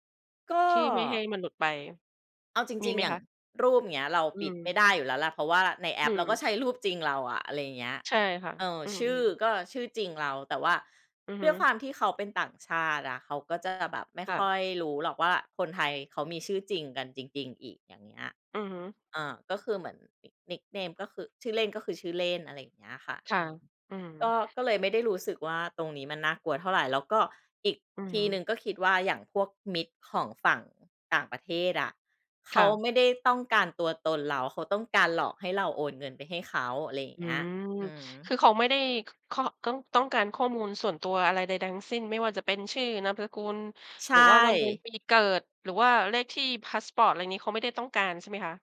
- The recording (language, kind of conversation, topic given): Thai, podcast, เคยโดนสแปมหรือมิจฉาชีพออนไลน์ไหม เล่าได้ไหม?
- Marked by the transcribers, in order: in English: "nick nickname"